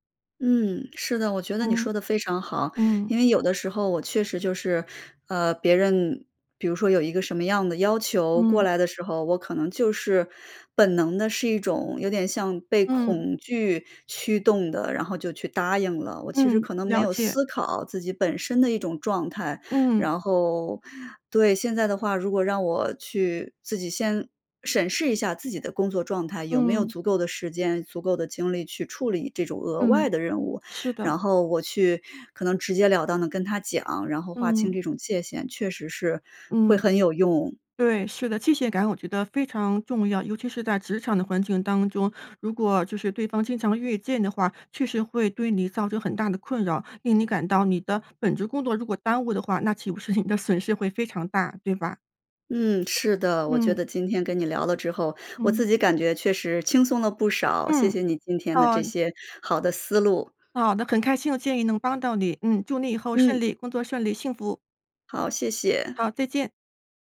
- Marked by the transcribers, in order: tapping; laughing while speaking: "你的"; other noise
- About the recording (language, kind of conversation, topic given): Chinese, advice, 我总是很难拒绝额外任务，结果感到职业倦怠，该怎么办？